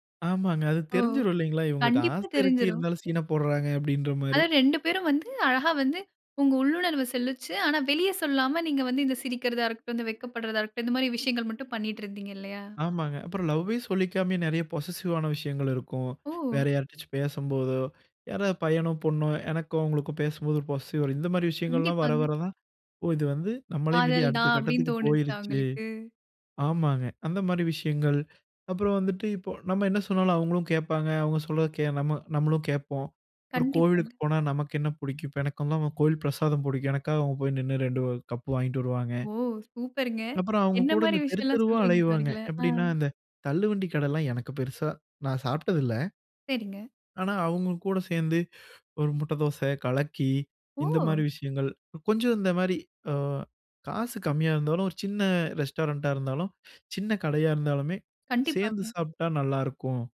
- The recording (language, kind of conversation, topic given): Tamil, podcast, பிரியமானவரை தேர்ந்தெடுக்கும் போது உள்ளுணர்வு எப்படி உதவுகிறது?
- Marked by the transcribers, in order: in English: "பொசெசிவ்"; in English: "பொசெசிவ்"; other background noise; surprised: "ஓ!"; in English: "ரெஸ்டாரண்ட்டா"